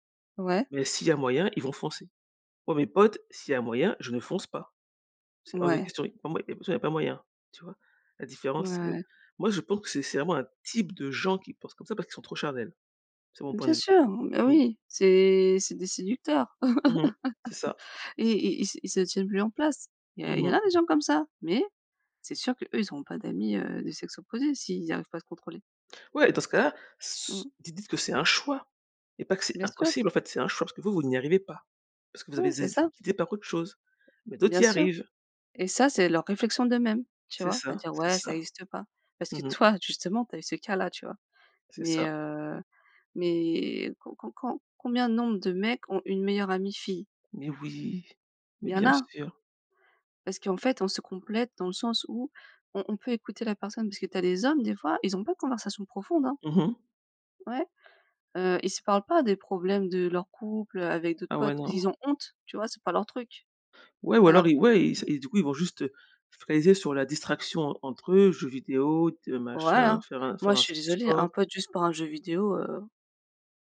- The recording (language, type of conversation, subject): French, unstructured, Est-il acceptable de manipuler pour réussir ?
- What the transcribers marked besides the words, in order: stressed: "type"; laugh; stressed: "choix"; stressed: "toi"; unintelligible speech